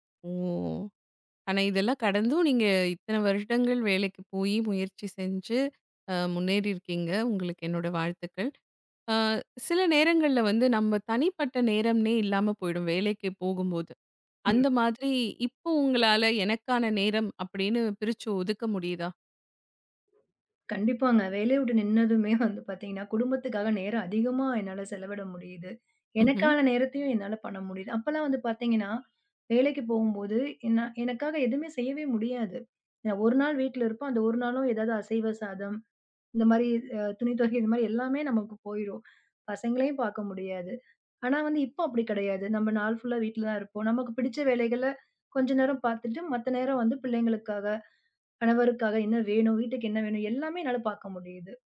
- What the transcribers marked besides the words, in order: chuckle; chuckle; in English: "ஃபுல்லா"
- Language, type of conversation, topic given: Tamil, podcast, சம்பளமும் வேலைத் திருப்தியும்—இவற்றில் எதற்கு நீங்கள் முன்னுரிமை அளிக்கிறீர்கள்?